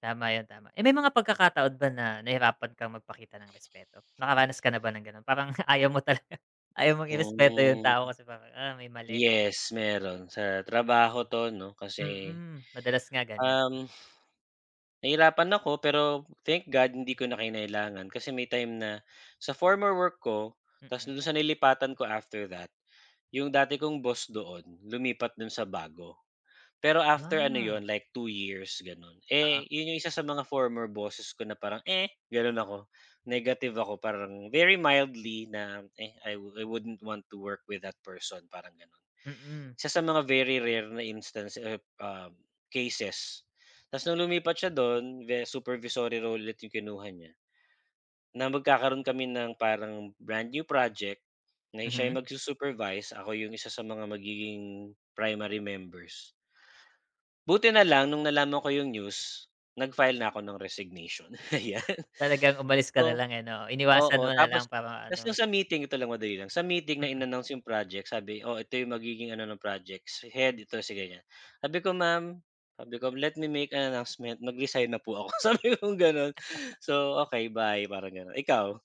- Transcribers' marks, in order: chuckle; laughing while speaking: "talaga"; tapping; other background noise; in English: "I I wouldn't want to work with that person"; laughing while speaking: "ayan"; scoff; in English: "Let me make an announcement"; laughing while speaking: "sabi kong gano'n"; chuckle
- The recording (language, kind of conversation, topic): Filipino, unstructured, Paano mo ipinapakita ang respeto sa ibang tao?